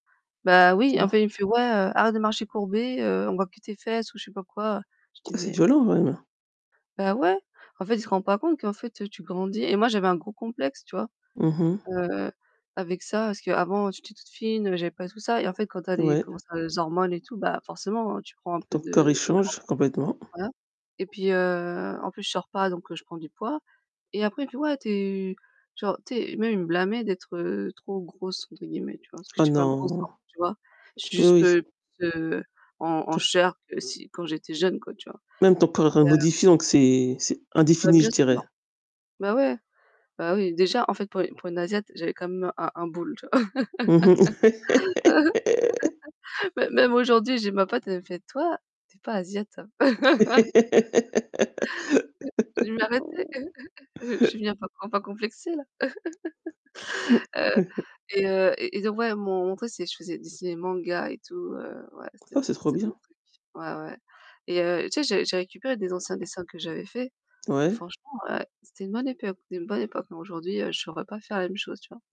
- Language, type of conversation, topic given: French, unstructured, Comment un loisir peut-il aider à gérer le stress ?
- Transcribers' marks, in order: distorted speech; static; tapping; unintelligible speech; other background noise; "asiatique" said as "asiat"; chuckle; laugh; "asiatique" said as "asiat"; chuckle; laugh; chuckle; chuckle; unintelligible speech; laugh; "époque" said as "épeque"